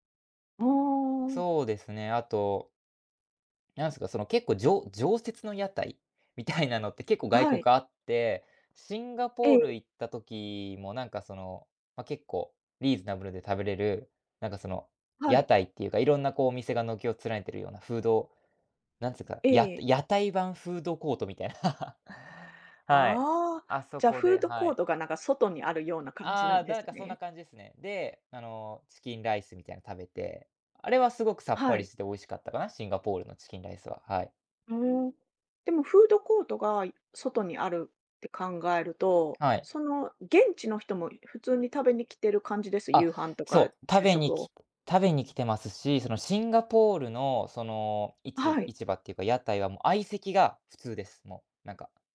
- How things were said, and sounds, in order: laugh; unintelligible speech
- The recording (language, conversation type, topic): Japanese, podcast, 市場や屋台で体験した文化について教えてもらえますか？